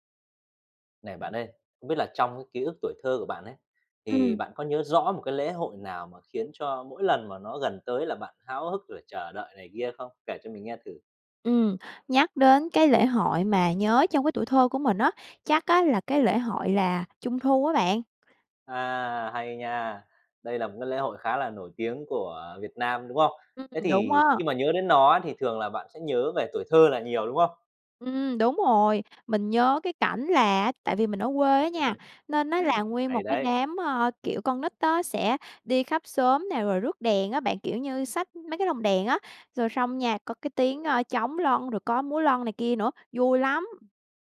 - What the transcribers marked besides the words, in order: laugh
- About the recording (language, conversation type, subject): Vietnamese, podcast, Bạn nhớ nhất lễ hội nào trong tuổi thơ?